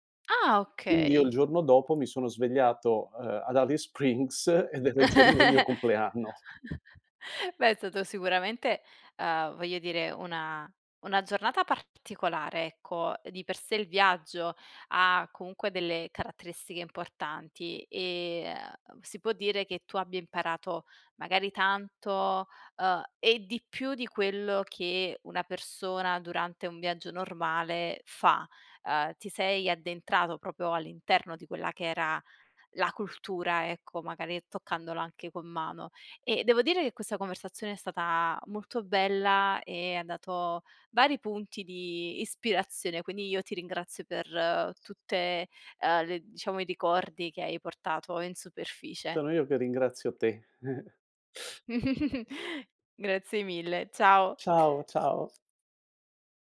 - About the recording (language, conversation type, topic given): Italian, podcast, Qual è un tuo ricordo legato a un pasto speciale?
- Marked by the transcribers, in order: tapping; laugh; "proprio" said as "propo"; chuckle; giggle